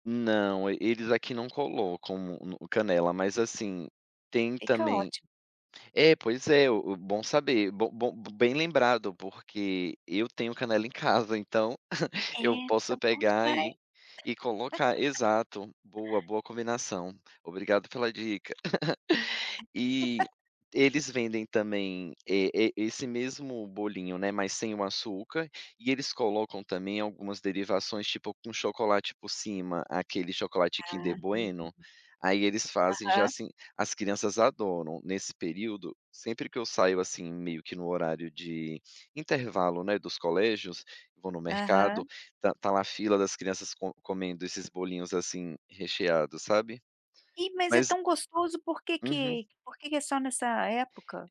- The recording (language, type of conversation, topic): Portuguese, podcast, Qual comida de rua mais representa a sua cidade?
- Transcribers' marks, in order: giggle; laugh; giggle; laugh